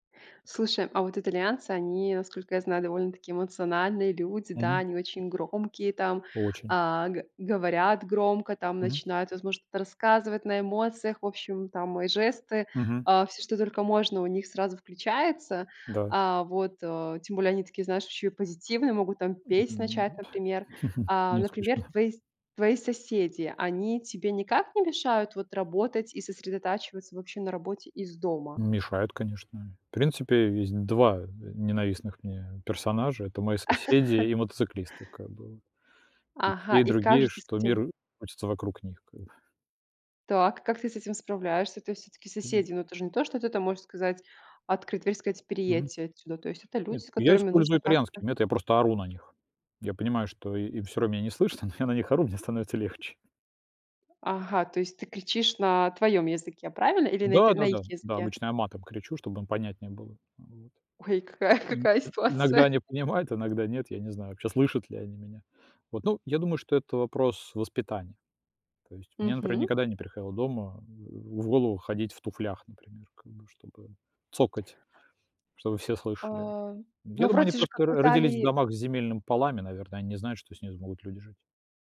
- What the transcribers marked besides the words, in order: tapping; chuckle; laughing while speaking: "исключено"; laugh; laughing while speaking: "слышно"; laughing while speaking: "становится"; laughing while speaking: "какая какая ситуация"; laughing while speaking: "понимают"
- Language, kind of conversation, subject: Russian, podcast, Что помогает вам сосредоточиться, когда вы работаете из дома?